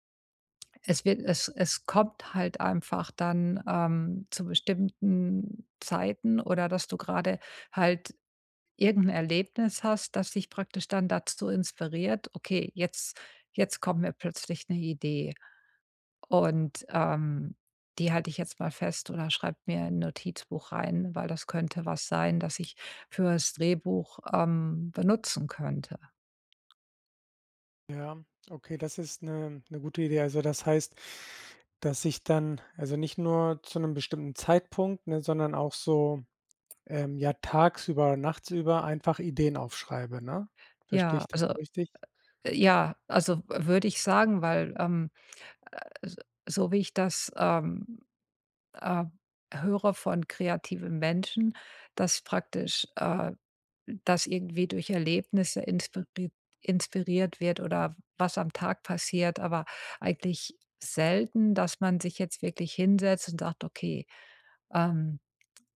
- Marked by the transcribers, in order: none
- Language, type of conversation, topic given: German, advice, Wie kann ich eine kreative Routine aufbauen, auch wenn Inspiration nur selten kommt?